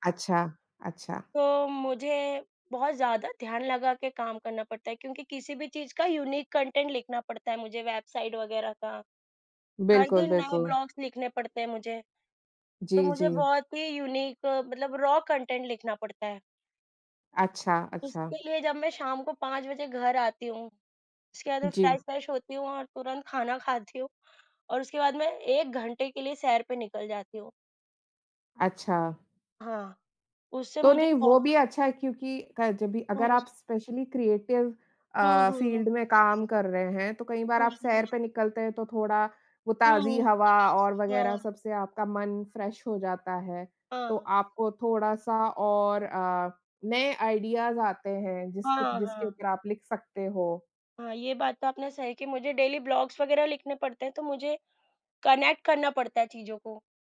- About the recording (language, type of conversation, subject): Hindi, unstructured, सुबह की सैर या शाम की सैर में से आपके लिए कौन सा समय बेहतर है?
- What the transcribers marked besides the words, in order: in English: "यूनीक कॉन्टेंट"; in English: "ब्लॉग्स"; in English: "यूनीक"; in English: "रॉ कॉन्टेंट"; in English: "फ्रेश-वेश"; unintelligible speech; in English: "स्पेशली क्रिएटिव"; in English: "फ़ील्ड"; in English: "फ्रेश"; in English: "आइडियाज़"; in English: "डेली ब्लॉग्स"; in English: "कनेक्ट"